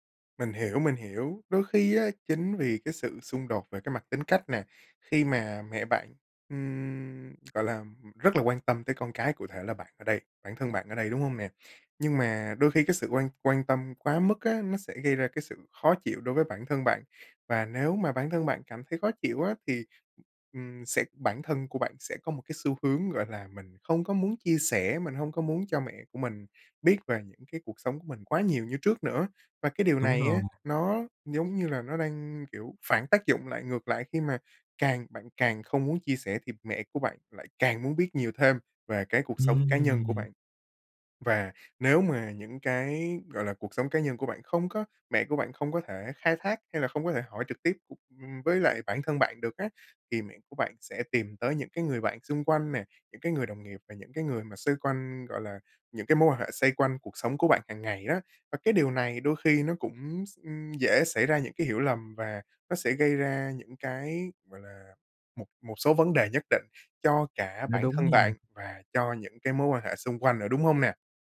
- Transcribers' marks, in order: tapping
- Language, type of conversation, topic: Vietnamese, advice, Làm sao tôi có thể đặt ranh giới với người thân mà không gây xung đột?